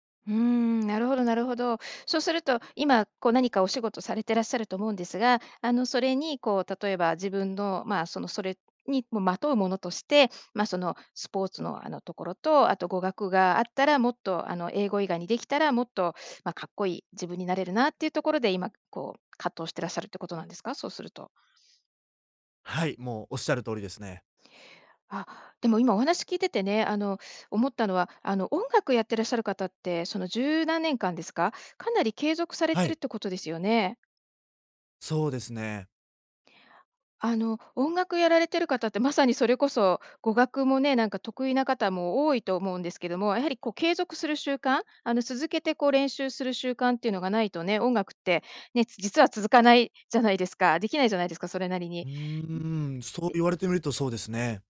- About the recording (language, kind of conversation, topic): Japanese, advice, 理想の自分と今の習慣にズレがあって続けられないとき、どうすればいいですか？
- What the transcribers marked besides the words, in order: none